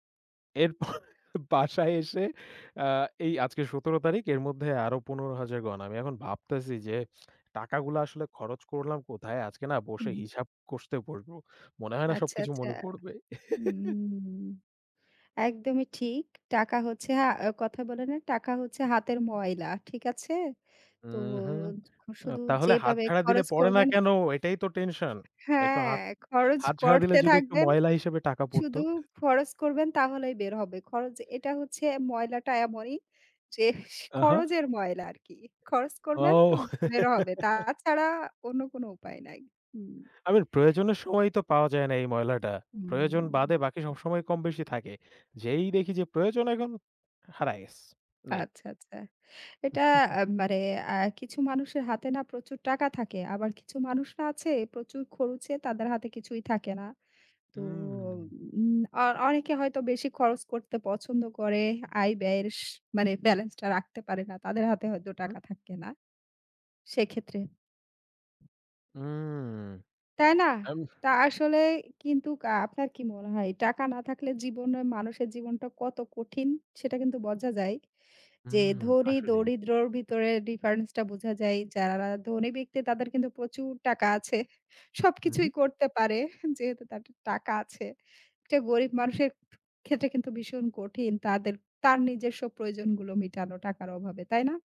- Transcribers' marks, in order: laughing while speaking: "বাসায় এসে"; laugh; other background noise; laugh; laugh
- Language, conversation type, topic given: Bengali, unstructured, টাকা থাকলে কি সব সমস্যার সমাধান হয়?